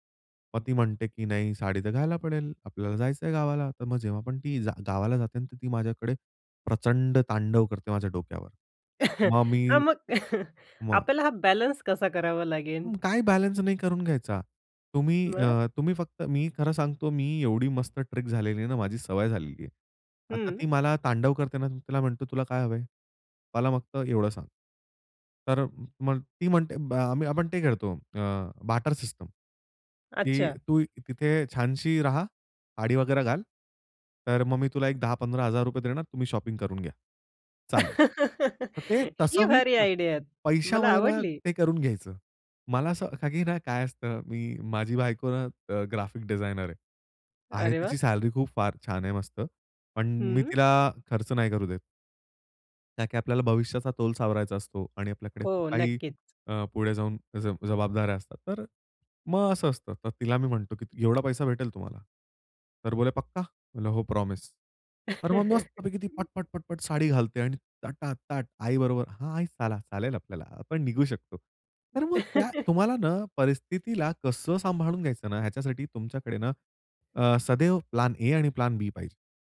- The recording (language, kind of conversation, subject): Marathi, podcast, आराम अधिक महत्त्वाचा की चांगलं दिसणं अधिक महत्त्वाचं, असं तुम्हाला काय वाटतं?
- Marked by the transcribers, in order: cough; in English: "बॅलन्स"; tapping; in English: "ट्रिक"; in English: "बार्टर सिस्टम"; in English: "शॉपिंग"; laugh; in English: "आयडिया"; in English: "ग्राफीक डिजायनर"; in Hindi: "बोले"; in English: "प्रॉमिस"; chuckle; chuckle; in English: "प्लॅन ए"; in English: "प्लॅन बी"